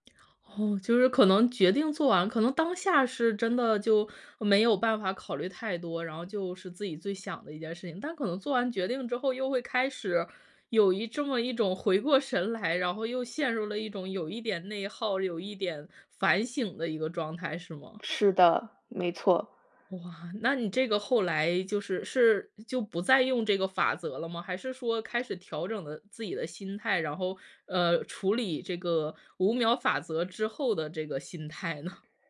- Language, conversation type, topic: Chinese, podcast, 你有什么办法能帮自己更快下决心、不再犹豫吗？
- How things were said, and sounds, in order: lip smack; other background noise; laughing while speaking: "呢？"